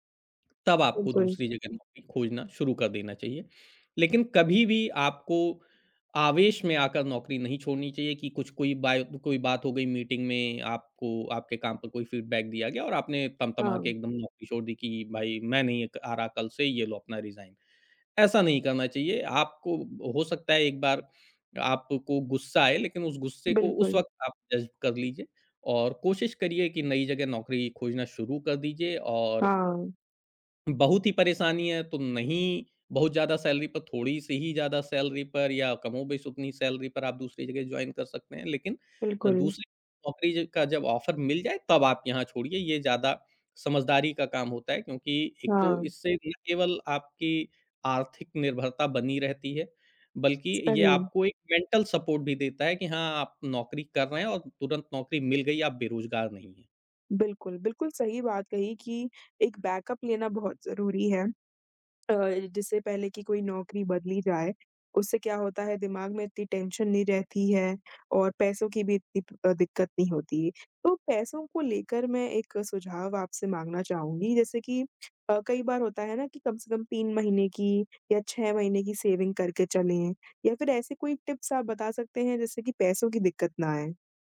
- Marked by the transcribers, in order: tapping; in English: "फ़ीडबैक"; in English: "रिज़ाइन"; in English: "डाइजेस्ट"; in English: "सैलरी"; in English: "सैलरी"; in English: "सैलरी"; in English: "जॉइन"; in English: "ऑफ़र"; in English: "मेंटल सपोर्ट"; unintelligible speech; in English: "बैकअप"; in English: "टेंशन"; in English: "सेविंग"; in English: "टिप्स"
- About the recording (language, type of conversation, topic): Hindi, podcast, नौकरी छोड़ने का सही समय आप कैसे पहचानते हैं?